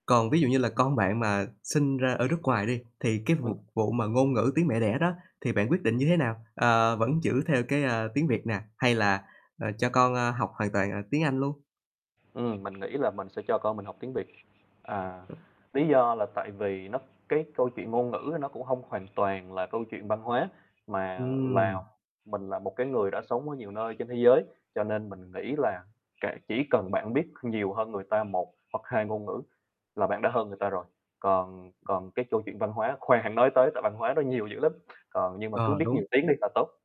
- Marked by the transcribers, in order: distorted speech; static; other background noise
- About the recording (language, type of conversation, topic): Vietnamese, podcast, Làm sao bạn giữ gìn văn hóa của mình khi sống ở nơi khác?